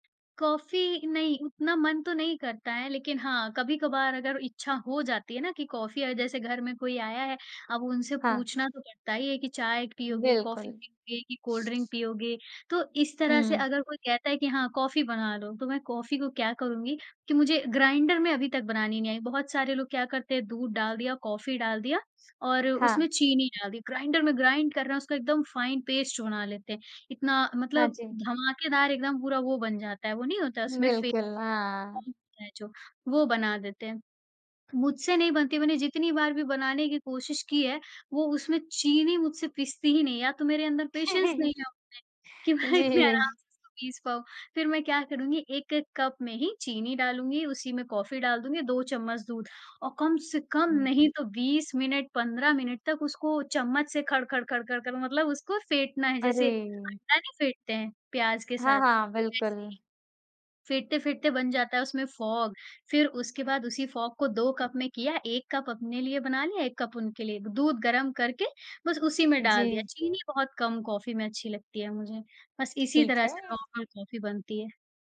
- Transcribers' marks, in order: in English: "कोल्ड ड्रिंक"; other background noise; in English: "ग्राइंड"; in English: "फाइन पेस्ट"; in English: "फोम"; chuckle; in English: "पेशेंस"; laughing while speaking: "मैं"; in English: "फॉग"; in English: "फ़ॉग"; in English: "नॉर्मल"
- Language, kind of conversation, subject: Hindi, podcast, आपके लिए चाय या कॉफी बनाना किस तरह की दिनचर्या है?